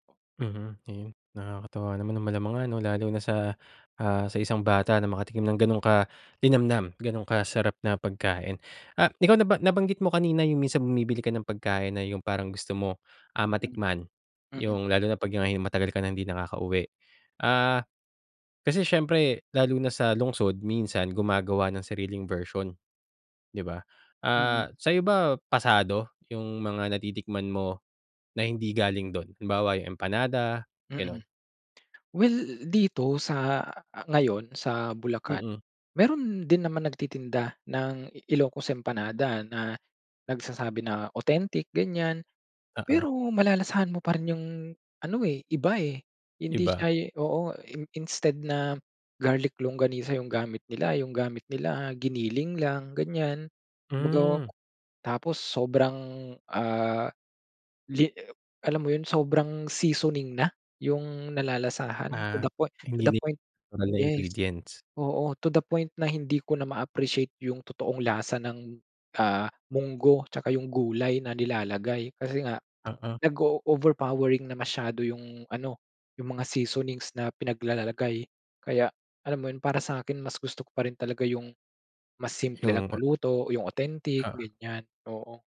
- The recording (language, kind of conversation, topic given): Filipino, podcast, Anong lokal na pagkain ang hindi mo malilimutan, at bakit?
- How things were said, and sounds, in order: tapping; in English: "to the point to the point, yes, oo, to the point"; in English: "nag-o-overpowering"